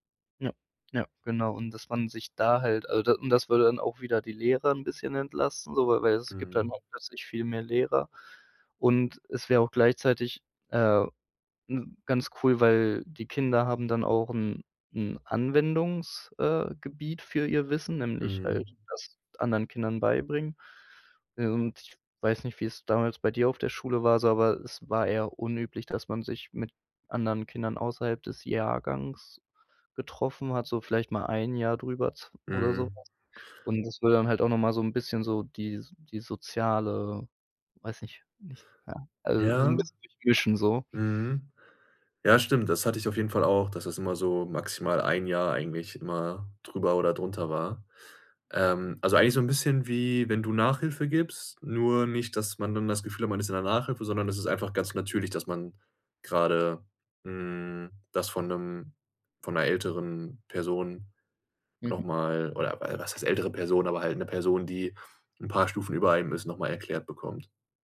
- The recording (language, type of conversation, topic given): German, podcast, Was könnte die Schule im Umgang mit Fehlern besser machen?
- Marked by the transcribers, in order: none